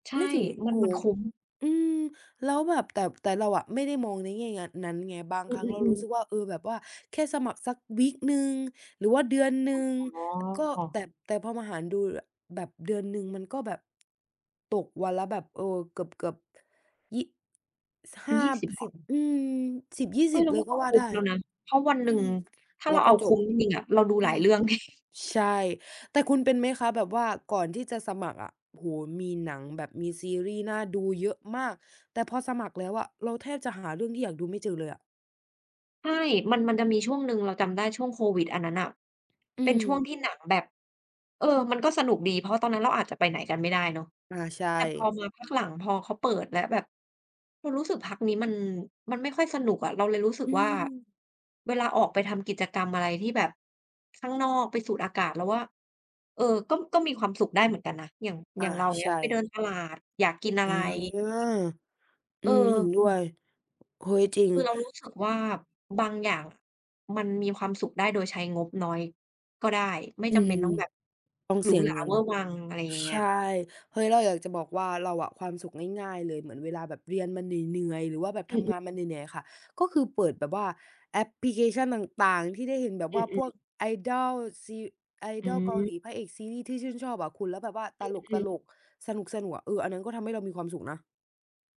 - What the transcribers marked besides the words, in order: other background noise; in English: "วีก"; tapping; laughing while speaking: "ไง"
- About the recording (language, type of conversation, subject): Thai, unstructured, อะไรคือสิ่งที่ทำให้คุณมีความสุขที่สุด?